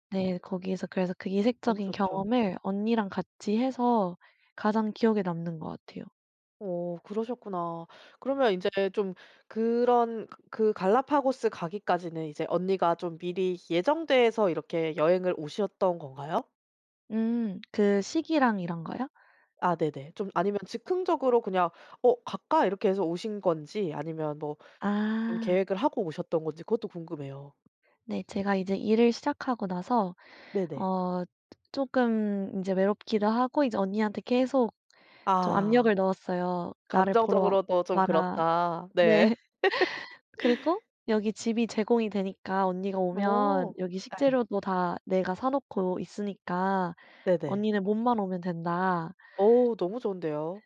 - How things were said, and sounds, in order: other background noise; laughing while speaking: "네"; laugh
- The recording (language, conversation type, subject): Korean, podcast, 가장 기억에 남는 여행 경험은 무엇인가요?